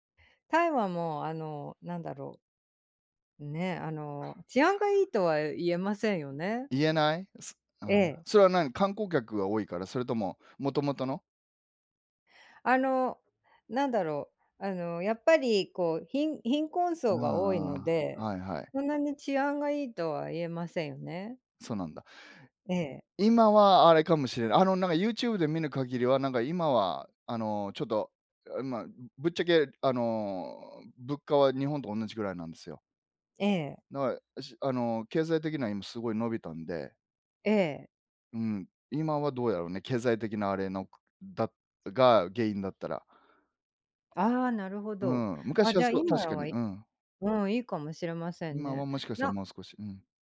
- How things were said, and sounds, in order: other background noise; tapping
- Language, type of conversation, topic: Japanese, unstructured, あなたの理想の旅行先はどこですか？